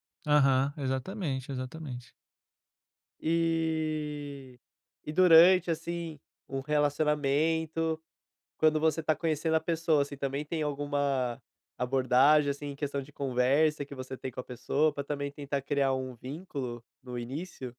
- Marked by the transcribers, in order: none
- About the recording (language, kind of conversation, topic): Portuguese, podcast, Como criar uma boa conexão ao conversar com alguém que você acabou de conhecer?